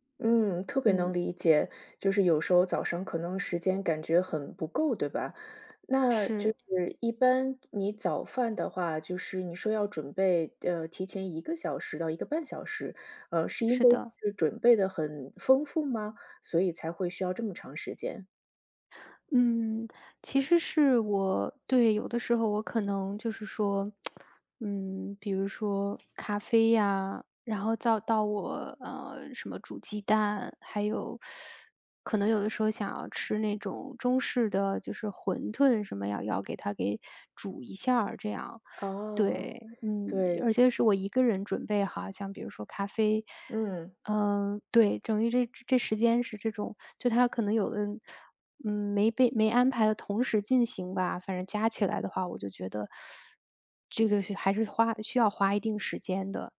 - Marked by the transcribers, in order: tsk; teeth sucking; teeth sucking
- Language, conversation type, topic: Chinese, advice, 不吃早餐会让你上午容易饿、注意力不集中吗？